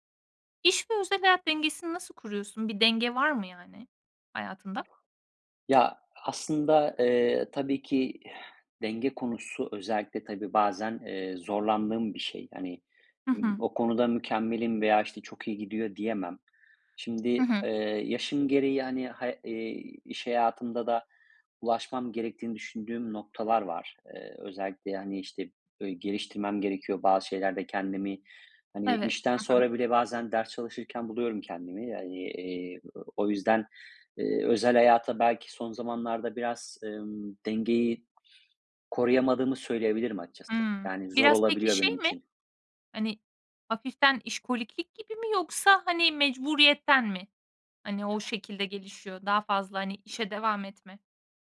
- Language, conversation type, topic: Turkish, podcast, İş ve özel hayat dengesini nasıl kuruyorsun, tavsiyen nedir?
- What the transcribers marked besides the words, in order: other background noise; exhale